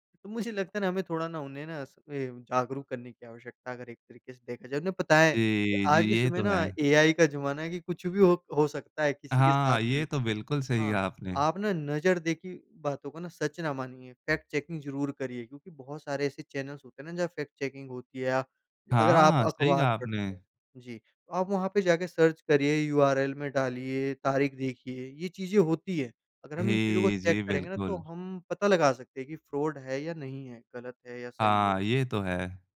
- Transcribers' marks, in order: "बताएँ" said as "पताए"; in English: "फ़ैक्ट चेकिंग"; in English: "चैनल्स"; in English: "फ़ैक्ट चेकिंग"; in English: "सर्च"; in English: "चेक"; in English: "फ्रॉड"
- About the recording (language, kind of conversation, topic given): Hindi, podcast, ऑनलाइन खबरें और जानकारी पढ़ते समय आप सच को कैसे परखते हैं?